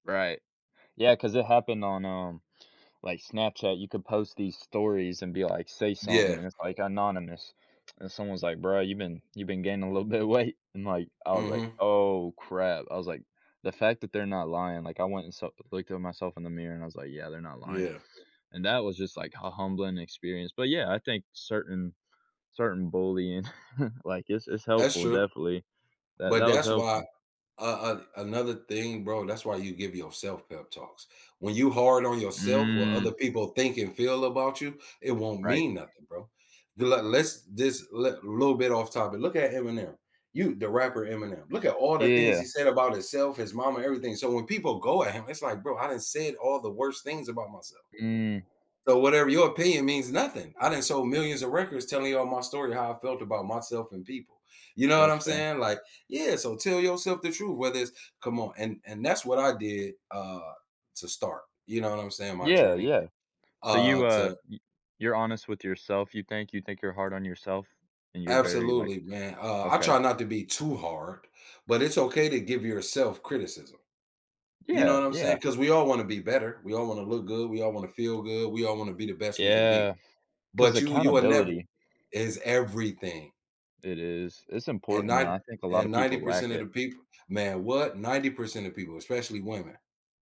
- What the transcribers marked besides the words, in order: other background noise; laughing while speaking: "little bit"; chuckle; tapping
- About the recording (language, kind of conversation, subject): English, unstructured, How can small changes in daily routines lead to lasting improvements in your life?
- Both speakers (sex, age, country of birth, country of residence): male, 20-24, United States, United States; male, 40-44, United States, United States